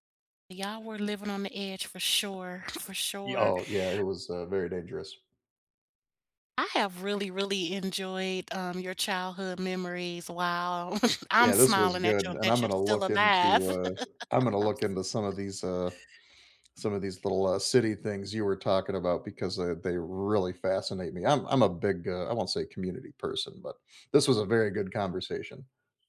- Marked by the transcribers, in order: tapping; other background noise; chuckle; chuckle; unintelligible speech
- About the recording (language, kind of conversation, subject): English, unstructured, What is a favorite childhood memory that still makes you smile?
- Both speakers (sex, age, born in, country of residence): female, 60-64, United States, United States; male, 40-44, United States, United States